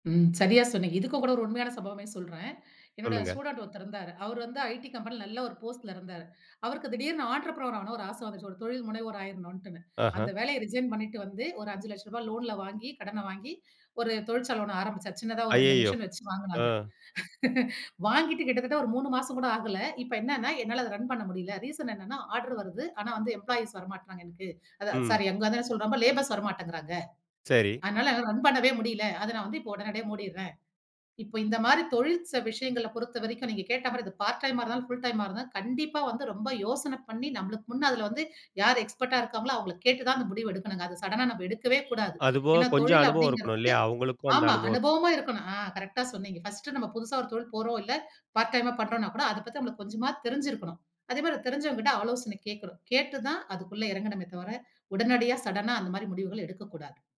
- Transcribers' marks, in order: in English: "போஸ்ட்ல"; in English: "ஆன்டரபன"; in English: "ரிசைன்"; laugh; in English: "ரீசன்"; in English: "ஆர்டர்"; in English: "எம்ப்ளாயீஸ்"; in English: "லேபர்ஸ்"; in English: "பார்ட் டைமா"; in English: "ஃபுல டைமா"; in English: "எக்ஸ்பெர்ட்டா"; in English: "சடன்னா"; in English: "பார்ட் டைமா"; in English: "சடன்னா"
- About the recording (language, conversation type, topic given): Tamil, podcast, பல தேர்வுகள் இருக்கும் போது முடிவு எடுக்க முடியாமல் போனால் நீங்கள் என்ன செய்வீர்கள்?